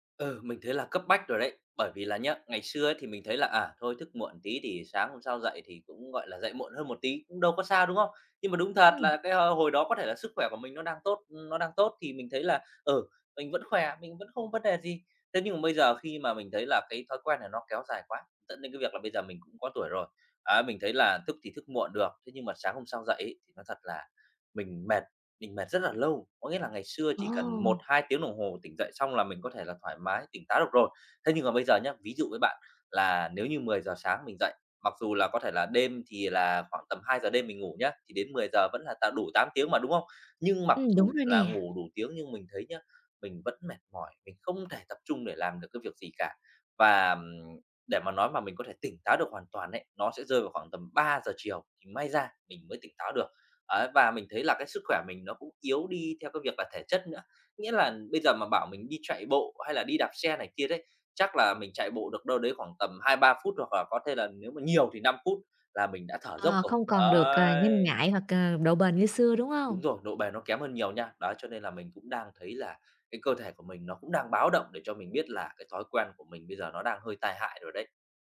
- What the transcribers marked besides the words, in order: tapping
- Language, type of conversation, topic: Vietnamese, advice, Làm sao để thay đổi thói quen khi tôi liên tục thất bại?
- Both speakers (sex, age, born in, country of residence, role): female, 30-34, Vietnam, Vietnam, advisor; male, 30-34, Vietnam, Vietnam, user